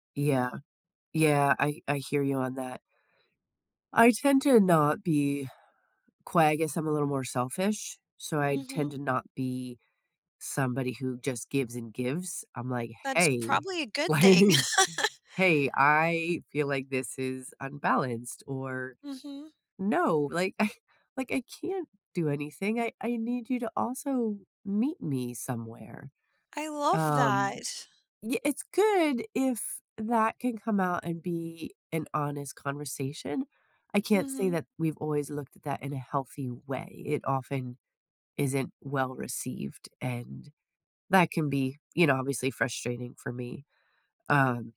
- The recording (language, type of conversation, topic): English, unstructured, How can I spot and address giving-versus-taking in my close relationships?
- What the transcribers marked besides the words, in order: laughing while speaking: "like"; laugh; drawn out: "I"; laughing while speaking: "I"